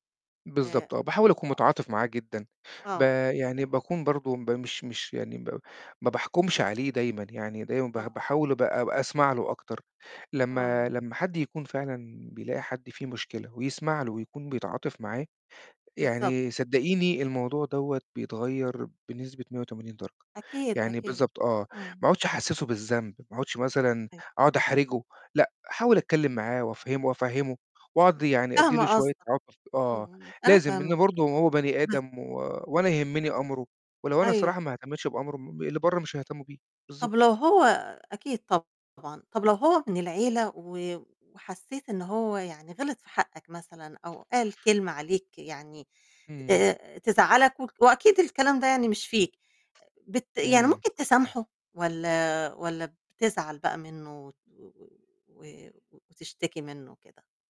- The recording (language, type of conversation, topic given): Arabic, podcast, إزاي بتتعامل مع علاقات بتأثر فيك سلبياً؟
- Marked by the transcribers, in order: other noise; distorted speech